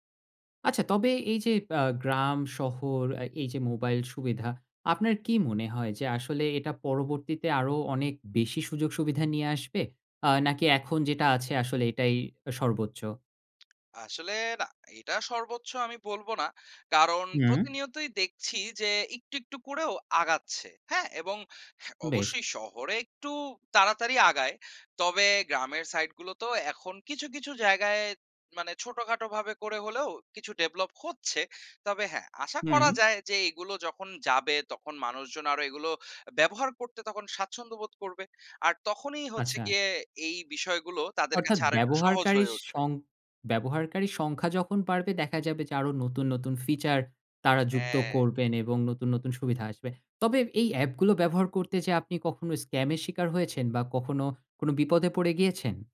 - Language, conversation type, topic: Bengali, podcast, বাংলাদেশে মোবাইল ব্যাংকিং ব্যবহার করে আপনার অভিজ্ঞতা কেমন?
- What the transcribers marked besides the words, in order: in English: "scam"